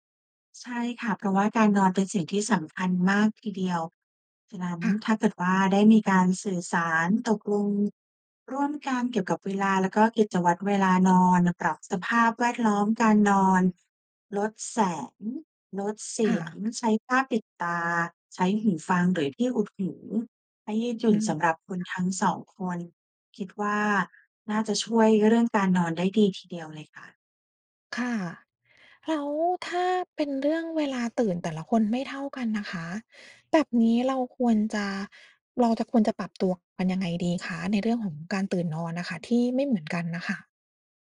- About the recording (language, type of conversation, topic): Thai, advice, ต่างเวลาเข้านอนกับคนรักทำให้ทะเลาะกันเรื่องการนอน ควรทำอย่างไรดี?
- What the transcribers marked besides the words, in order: none